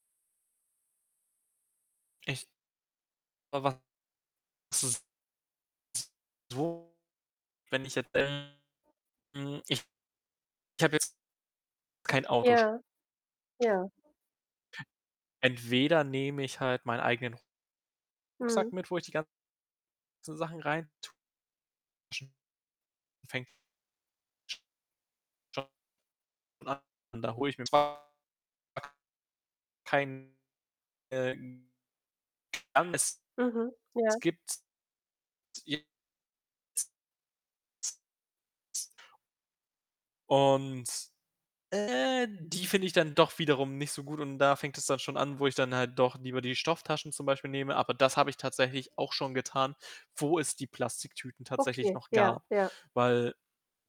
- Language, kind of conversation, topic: German, unstructured, Wie beeinflusst Plastikmüll unser tägliches Leben?
- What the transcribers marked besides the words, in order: distorted speech; unintelligible speech; unintelligible speech; unintelligible speech; static; unintelligible speech; unintelligible speech; unintelligible speech; unintelligible speech